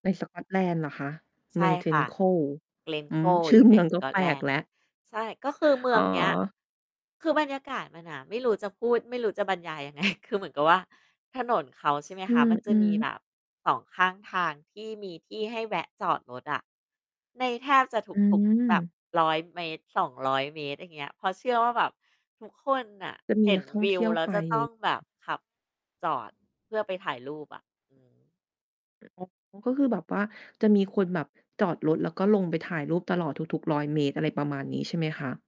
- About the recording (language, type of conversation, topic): Thai, podcast, คุณช่วยแนะนำสถานที่ท่องเที่ยวทางธรรมชาติที่ทำให้คุณอ้าปากค้างที่สุดหน่อยได้ไหม?
- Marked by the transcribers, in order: laughing while speaking: "ชื่อเมือง"; distorted speech; laughing while speaking: "ไง"